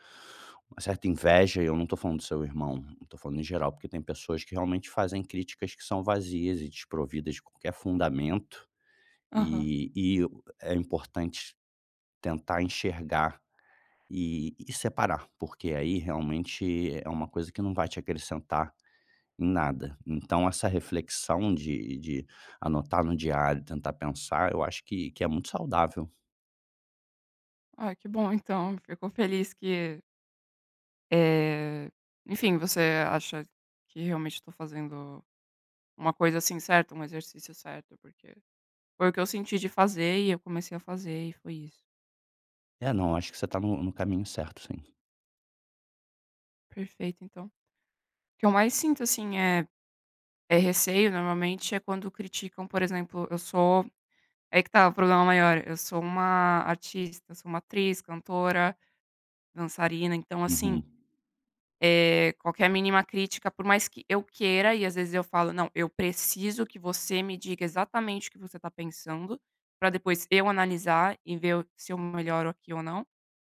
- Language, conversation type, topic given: Portuguese, advice, Como posso parar de me culpar demais quando recebo críticas?
- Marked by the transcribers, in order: none